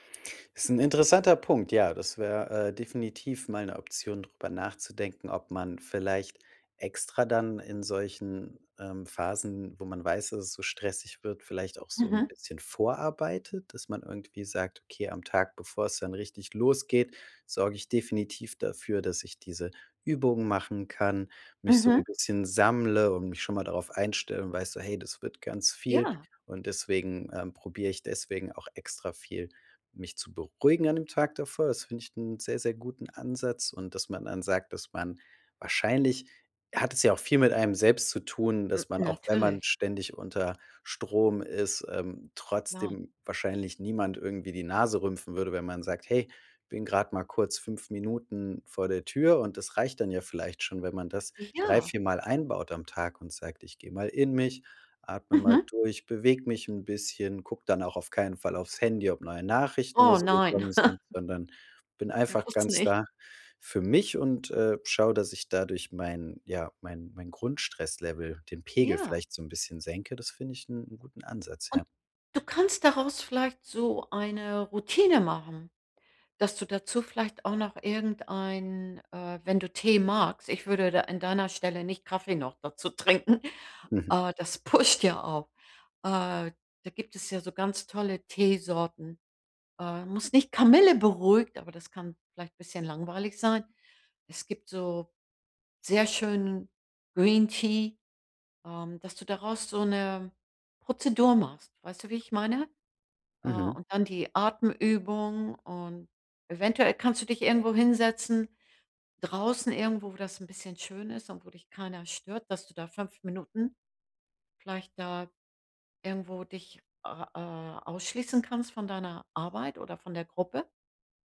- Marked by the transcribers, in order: chuckle; laughing while speaking: "trinken"; laughing while speaking: "pusht"; in English: "pusht"; in English: "Green Tea"
- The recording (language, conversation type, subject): German, advice, Wie kann ich nach einem langen Tag zuhause abschalten und mich entspannen?